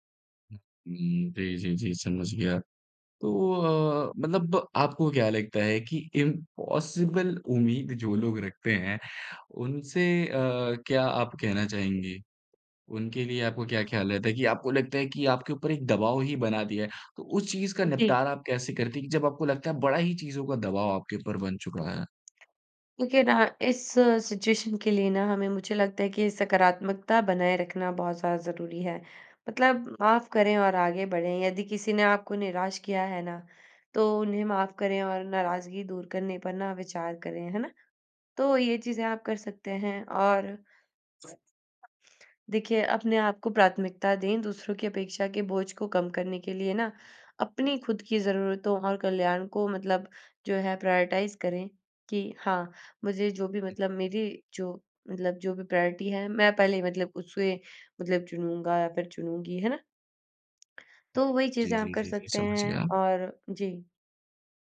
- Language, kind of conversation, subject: Hindi, podcast, दूसरों की उम्मीदों से आप कैसे निपटते हैं?
- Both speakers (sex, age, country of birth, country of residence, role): female, 20-24, India, India, guest; male, 20-24, India, India, host
- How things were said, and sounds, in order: in English: "इम्पॉसिबल"; tapping; in English: "सिचुएशन"; other background noise; in English: "प्रायोरिटाइज़"; in English: "प्रायोरिटी"